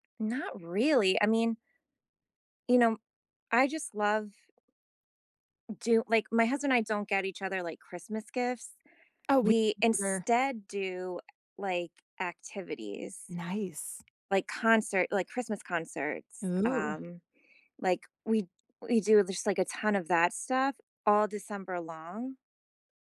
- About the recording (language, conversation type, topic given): English, unstructured, What traditions do you keep, and why do they matter to you?
- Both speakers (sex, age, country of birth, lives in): female, 40-44, United States, United States; female, 40-44, United States, United States
- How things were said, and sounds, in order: tapping